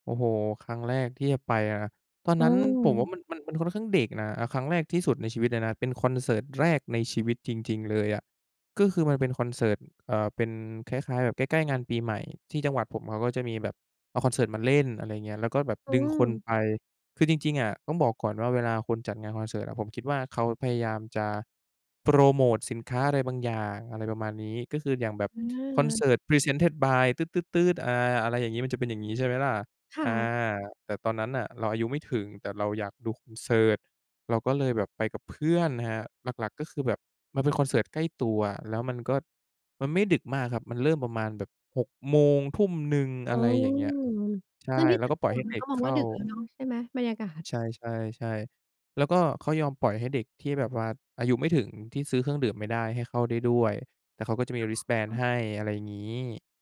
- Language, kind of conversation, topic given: Thai, podcast, คอนเสิร์ตครั้งแรกของคุณเป็นอย่างไรบ้าง?
- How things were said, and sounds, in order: in English: "presented by"; drawn out: "อืม"; in English: "wristband"